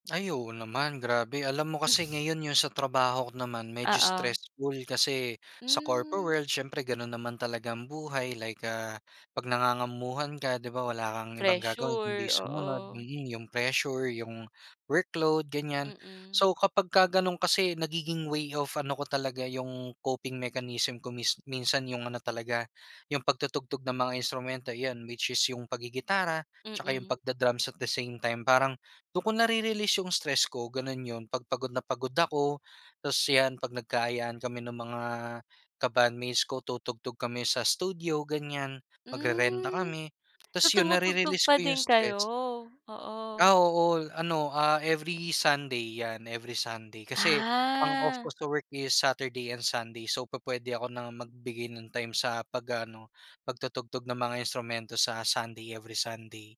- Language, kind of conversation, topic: Filipino, podcast, Ano ang libangan mo na talagang nakakatanggal ng stress?
- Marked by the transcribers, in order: snort